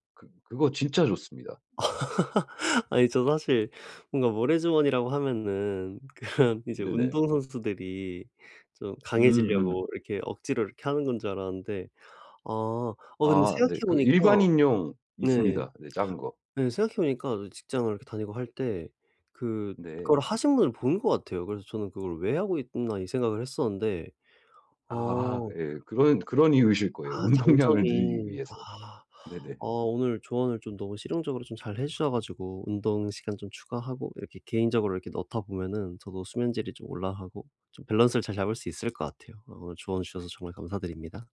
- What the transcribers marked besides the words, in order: laugh; tapping; laughing while speaking: "운동량을"; other background noise
- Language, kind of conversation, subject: Korean, advice, 일과 휴식의 균형을 어떻게 잘 잡을 수 있을까요?